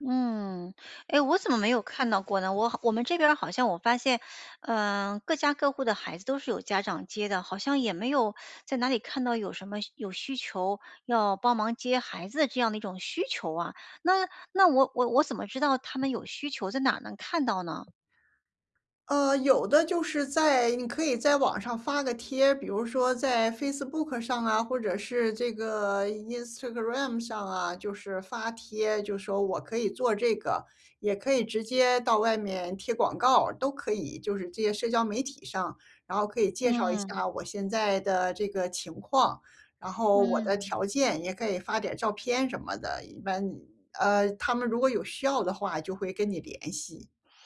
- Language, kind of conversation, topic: Chinese, advice, 在资金有限的情况下，我该如何开始一个可行的创业项目？
- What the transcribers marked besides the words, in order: other background noise; teeth sucking